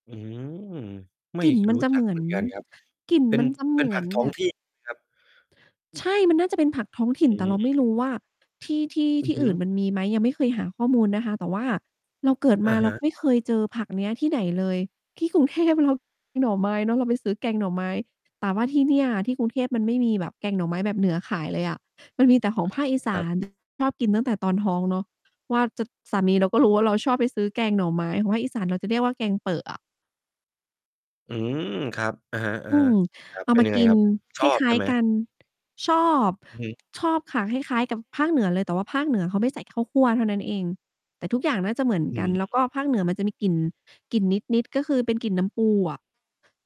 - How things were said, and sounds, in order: distorted speech; static; laughing while speaking: "กรุงเทพเรา"; tapping
- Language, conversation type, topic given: Thai, advice, คุณคิดถึงบ้านหลังจากย้ายไปอยู่ไกลแค่ไหน?